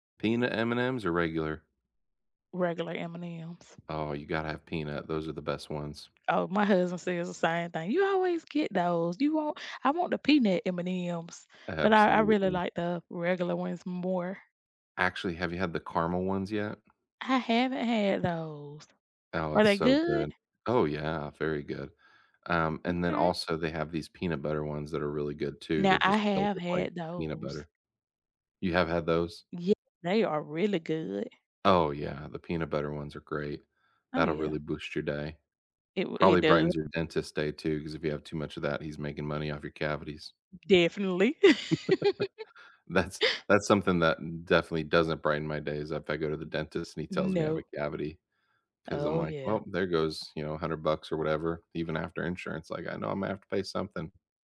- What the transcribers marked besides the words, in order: other background noise; tapping; laugh; giggle
- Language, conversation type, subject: English, unstructured, What small joys reliably brighten your day?
- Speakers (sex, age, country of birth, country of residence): female, 40-44, United States, United States; male, 40-44, United States, United States